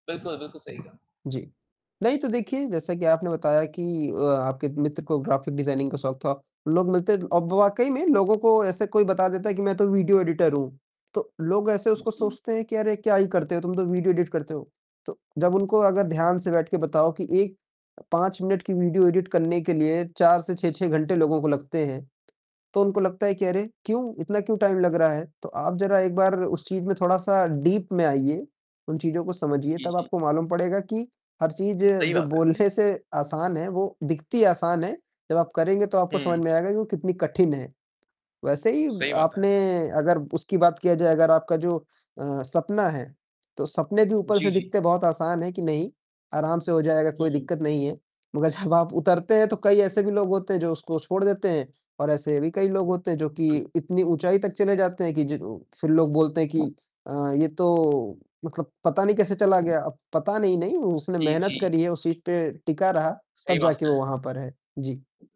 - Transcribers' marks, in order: mechanical hum; distorted speech; in English: "ग्राफिक डिजाइनिंग"; in English: "वीडियो एडिटर"; in English: "एडिट"; in English: "एडिट"; in English: "टाइम"; in English: "डीप"; laughing while speaking: "बोलने से"; laughing while speaking: "मगर जब आप"; other background noise
- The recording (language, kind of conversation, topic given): Hindi, unstructured, तुम्हारे भविष्य के सपने क्या हैं?
- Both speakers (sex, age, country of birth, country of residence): male, 18-19, India, India; male, 20-24, India, India